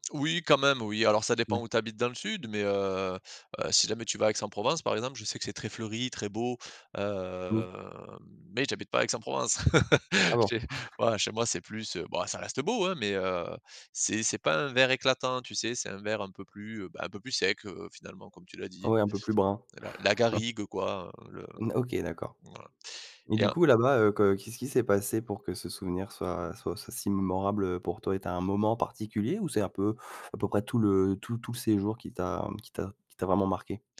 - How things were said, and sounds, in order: other background noise; drawn out: "heu"; chuckle; chuckle
- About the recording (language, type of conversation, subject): French, podcast, Quel est ton plus beau souvenir en famille ?